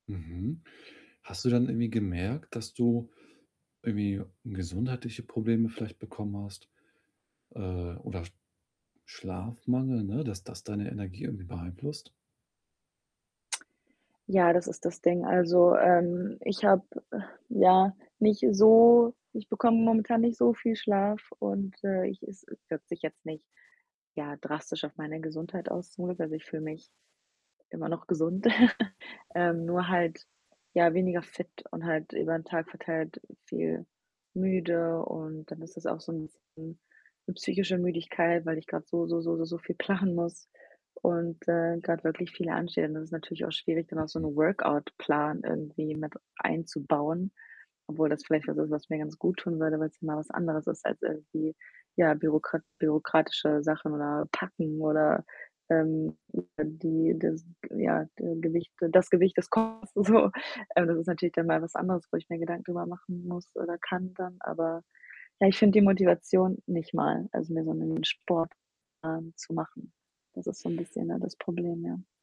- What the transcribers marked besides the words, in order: static; other background noise; tsk; distorted speech; chuckle; laughing while speaking: "planen"; laughing while speaking: "so"
- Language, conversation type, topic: German, advice, Wie finde ich trotz Zeitmangel und Müdigkeit Motivation, mich zu bewegen?